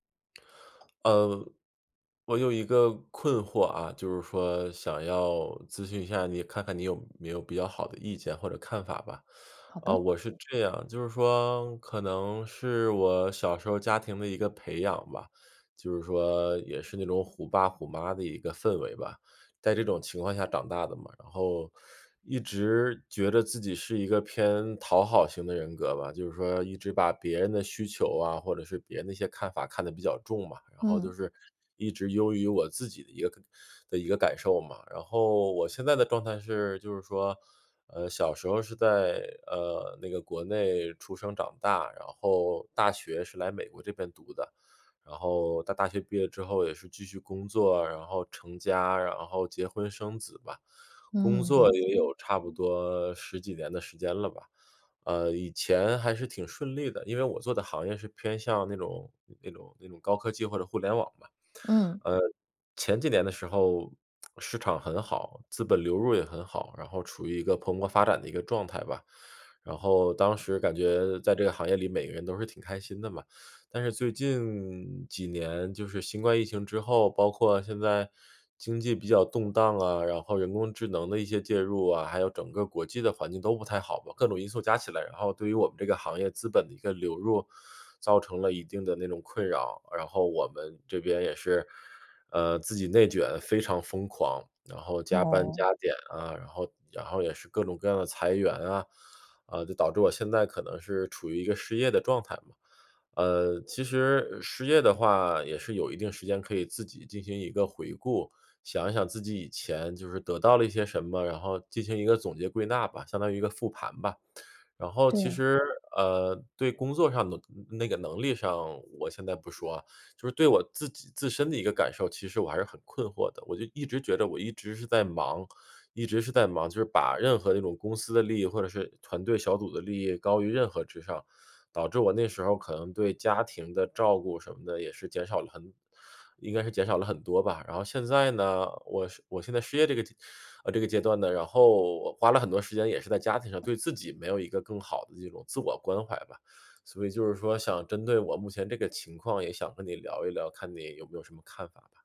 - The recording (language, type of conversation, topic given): Chinese, advice, 我怎样才能把自我关怀变成每天的习惯？
- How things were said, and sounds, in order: other background noise; tapping